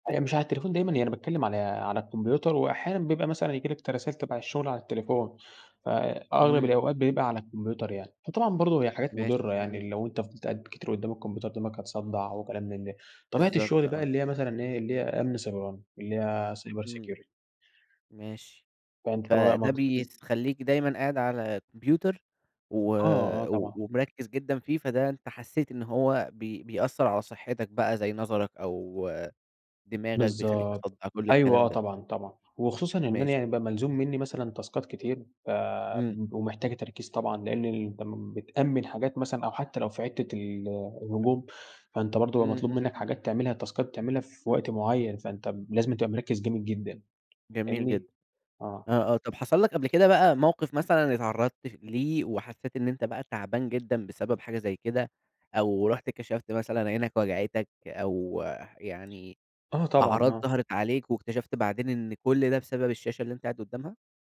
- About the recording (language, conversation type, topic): Arabic, podcast, إزاي بتنظّم وقتك بين الشغل واستخدام الموبايل؟
- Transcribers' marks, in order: in English: "cyber security"; unintelligible speech; in English: "تاسكات"; in English: "تاسكات"; tapping